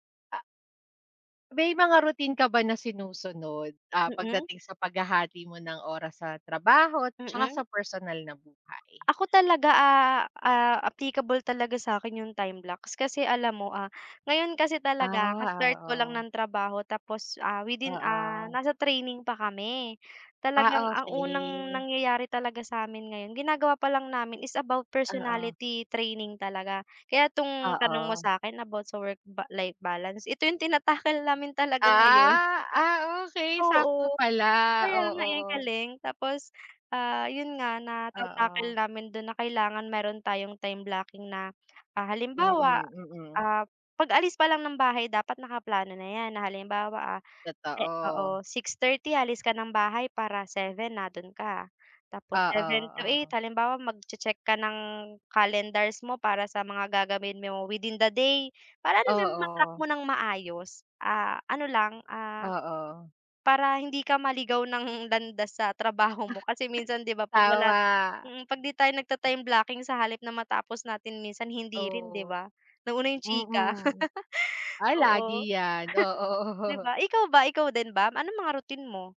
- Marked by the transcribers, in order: other background noise; tapping; chuckle
- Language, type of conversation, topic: Filipino, unstructured, Ano ang mga tip mo para magkaroon ng magandang balanse sa pagitan ng trabaho at personal na buhay?